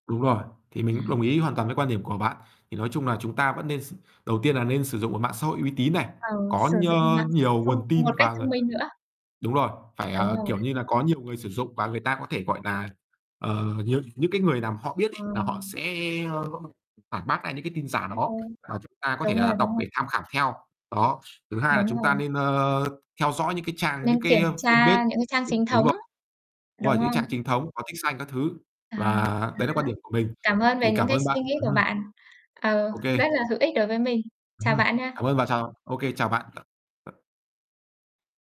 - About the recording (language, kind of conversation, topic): Vietnamese, unstructured, Thông tin sai lệch trên mạng ảnh hưởng đến xã hội như thế nào?
- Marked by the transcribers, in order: tapping; distorted speech; other background noise; mechanical hum; in English: "fanpage"